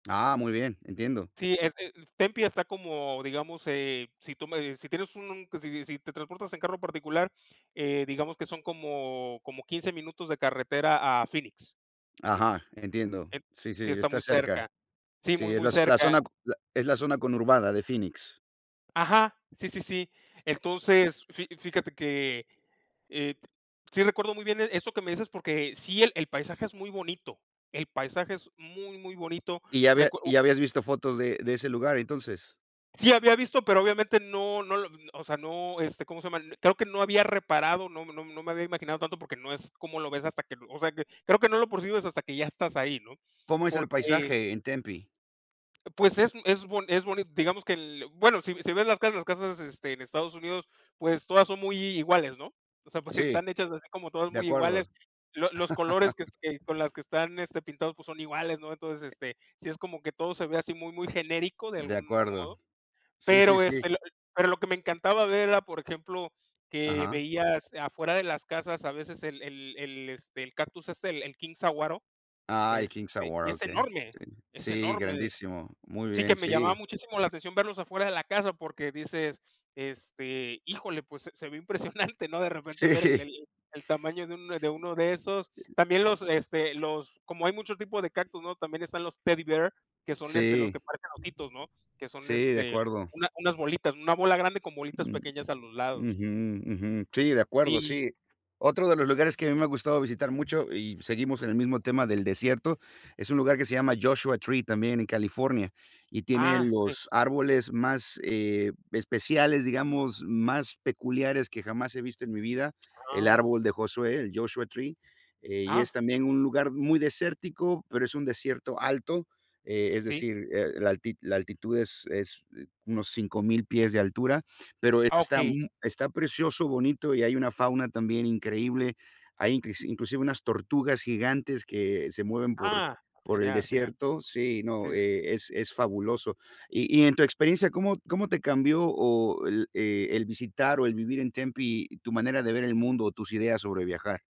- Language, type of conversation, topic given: Spanish, unstructured, ¿Qué lugar del mundo te ha sorprendido más al visitarlo?
- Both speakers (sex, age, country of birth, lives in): male, 40-44, Mexico, Mexico; male, 50-54, United States, United States
- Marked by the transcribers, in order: laughing while speaking: "pues"; laugh; laughing while speaking: "impresionante"; laughing while speaking: "Sí"; tapping; other background noise